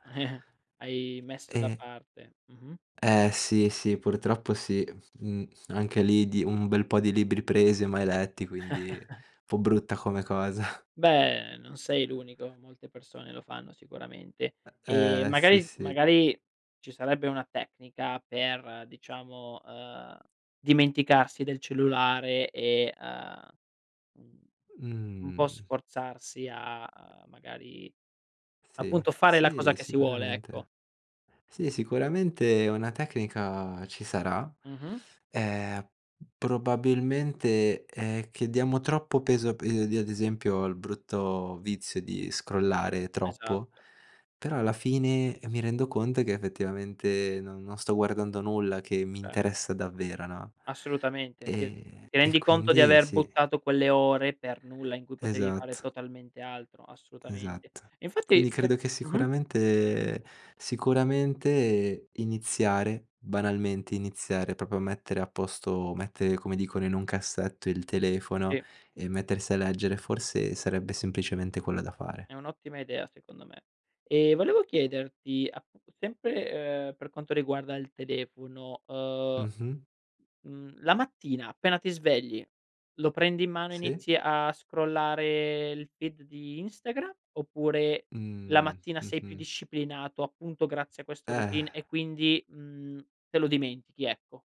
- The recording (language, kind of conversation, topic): Italian, podcast, Com’è la tua routine mattutina, dal momento in cui apri gli occhi a quando esci di casa?
- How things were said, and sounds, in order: chuckle; other background noise; chuckle; tapping; drawn out: "Mh"; in English: "feed"